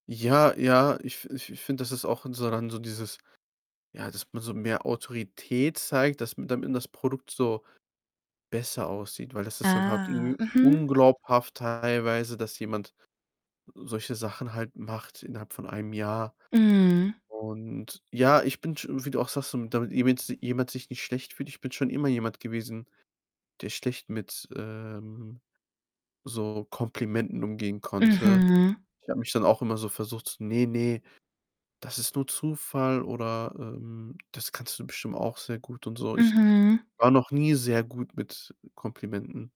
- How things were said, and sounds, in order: other background noise; distorted speech; drawn out: "Ah"; tapping
- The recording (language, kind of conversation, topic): German, advice, Warum fühle ich mich trotz meiner Erfolge wie ein Betrüger?